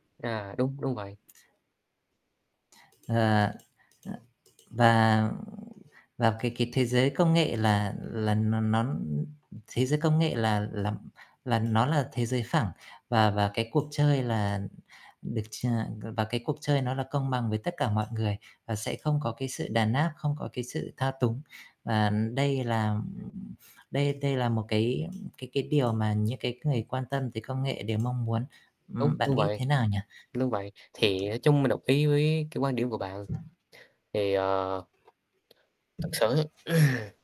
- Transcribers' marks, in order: tapping; static; distorted speech; other background noise
- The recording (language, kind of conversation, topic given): Vietnamese, unstructured, Bạn nghĩ sao về việc các công ty công nghệ lớn thống trị thị trường?